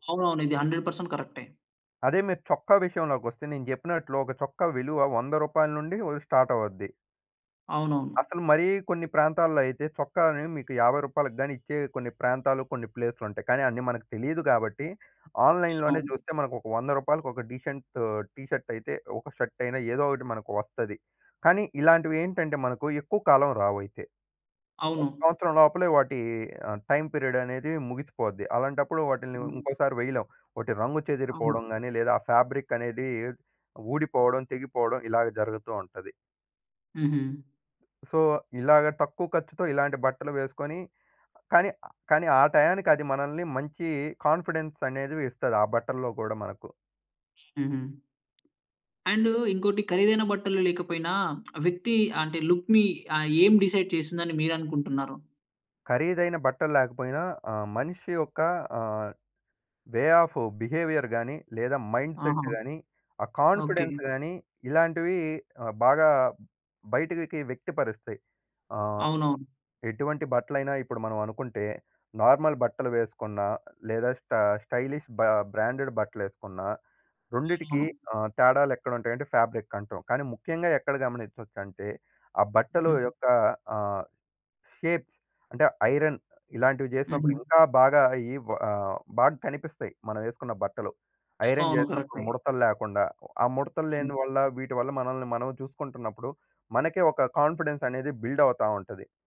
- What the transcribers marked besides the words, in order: in English: "హండ్రెడ్ పర్సెంట్"; other noise; in English: "ఆన్‌లైన్"; in English: "డీసెంట్ టీషర్ట్"; in English: "షర్ట్"; in English: "టైమ్ పీరియడ్"; in English: "ఫాబ్రిక్"; in English: "సో"; in English: "కాన్‌ఫిడెన్స్"; other background noise; tapping; in English: "లుక్‌ని"; in English: "డిసైడ్"; in English: "వే ఆఫ్ బిహేవియర్"; in English: "మైండ్‌సెట్"; in English: "కాన్‌ఫిడెన్స్"; in English: "నార్మల్"; in English: "స్టైలిష్"; in English: "బ్రాండెడ్"; in English: "ఫాబ్రిక్"; in English: "షేప్స్"; in English: "ఐరన్"; in English: "ఐరన్"; in English: "కాన్ఫిడెన్స్"; in English: "బిల్డ్"
- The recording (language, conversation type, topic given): Telugu, podcast, తక్కువ బడ్జెట్‌లో కూడా స్టైలుగా ఎలా కనిపించాలి?